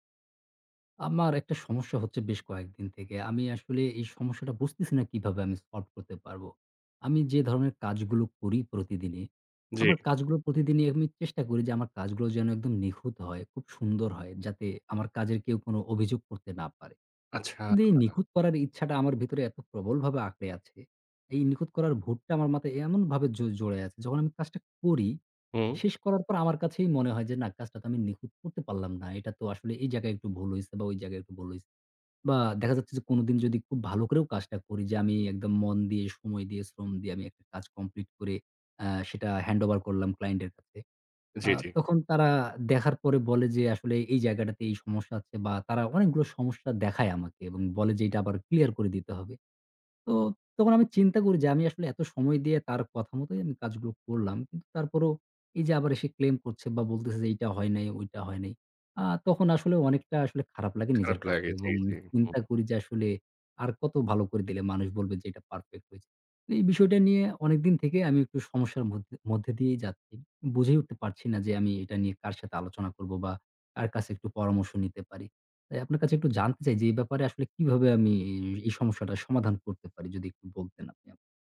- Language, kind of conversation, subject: Bengali, advice, কেন নিখুঁত করতে গিয়ে আপনার কাজগুলো শেষ করতে পারছেন না?
- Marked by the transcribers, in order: other noise; tapping; "জড়িয়ে" said as "জড়ে"; other background noise